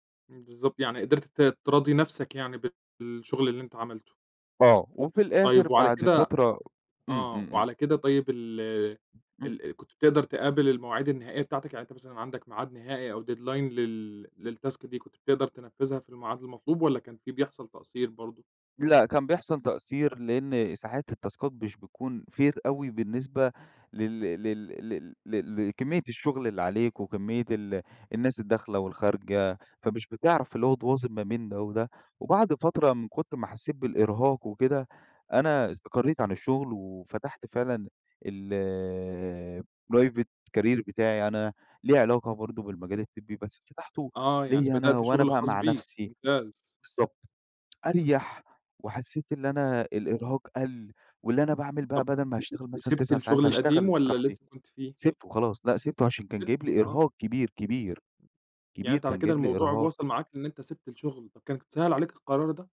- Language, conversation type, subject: Arabic, podcast, إيه اللي بتعمله عادةً لما تحس إن الشغل مُرهقك؟
- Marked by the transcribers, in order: tapping; in English: "deadline"; in English: "للتاسك"; in English: "التاسكات"; in English: "fair"; in English: "الprivate career"; other background noise